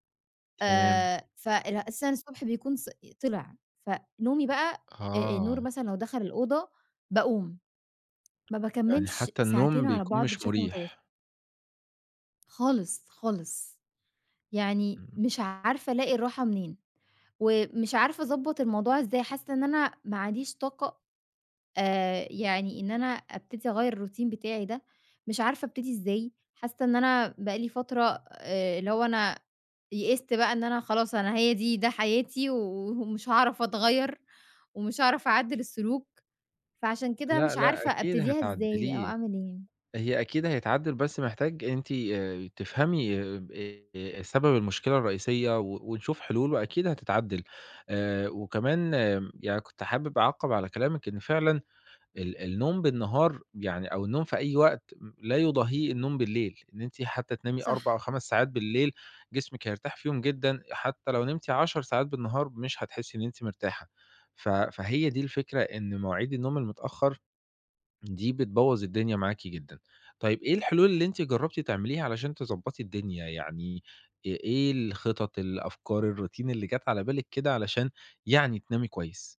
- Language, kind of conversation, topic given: Arabic, advice, إزاي القهوة أو الكحول بيأثروا على نومي وبيخلّوني أصحى متقطع بالليل؟
- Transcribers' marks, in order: tapping; in English: "الroutine"; in English: "الroutine"